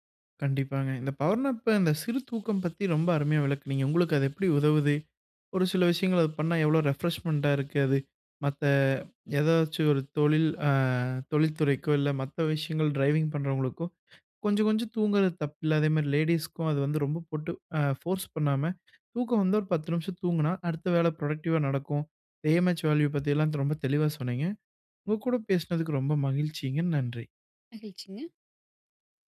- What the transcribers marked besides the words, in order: in English: "பவர்னாப்ப"; other background noise; in English: "ரெஃப்ரெஷ்மெண்ட்டா"; in English: "ட்ரைவிங்"; in English: "ஃபோர்ஸ்"; in English: "ப்ரோடக்டிவா"; in English: "ஏஎம்எச் வேல்யூ"
- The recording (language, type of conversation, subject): Tamil, podcast, சிறு தூக்கம் உங்களுக்கு எப்படிப் பயனளிக்கிறது?